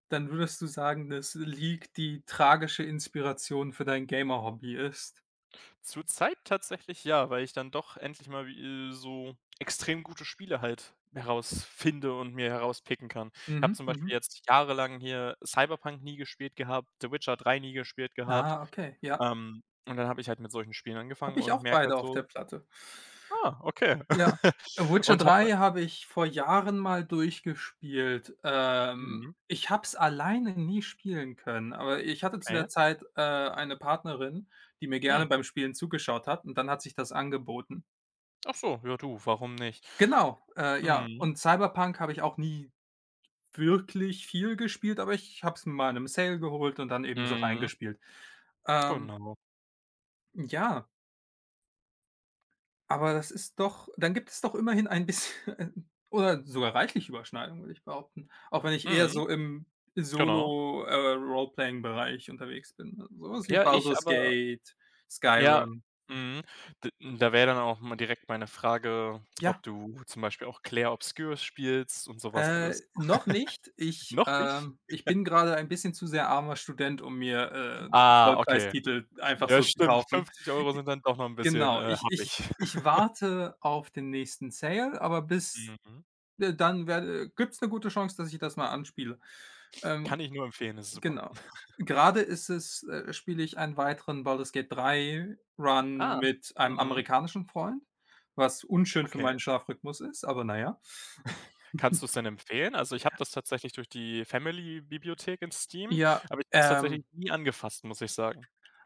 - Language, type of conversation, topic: German, unstructured, Wie bist du zu deinem Lieblingshobby gekommen?
- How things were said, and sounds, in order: other background noise; laugh; laughing while speaking: "bisschen"; in English: "Roleplaying"; laugh; laugh; chuckle; in English: "Run"; chuckle